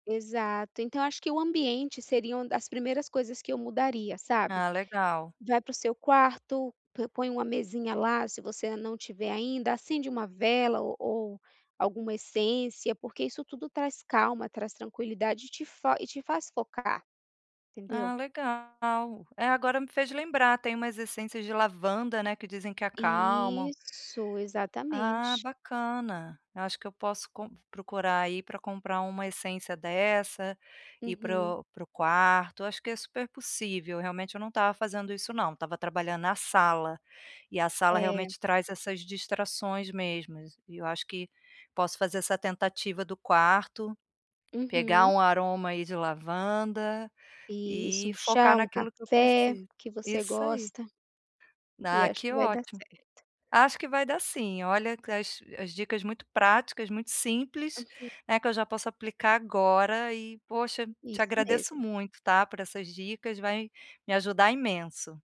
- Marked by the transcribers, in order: none
- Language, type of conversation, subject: Portuguese, advice, Como posso aumentar minha concentração sem me estressar?